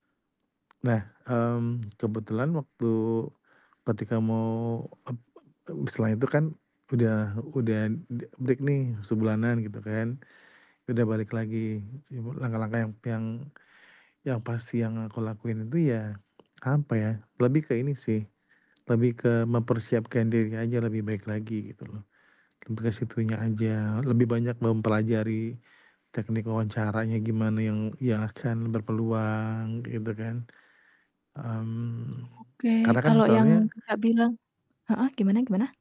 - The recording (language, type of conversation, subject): Indonesian, podcast, Bagaimana kamu biasanya menghadapi kegagalan?
- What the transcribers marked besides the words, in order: other noise; "udah" said as "udan"; in English: "break"; other background noise; tapping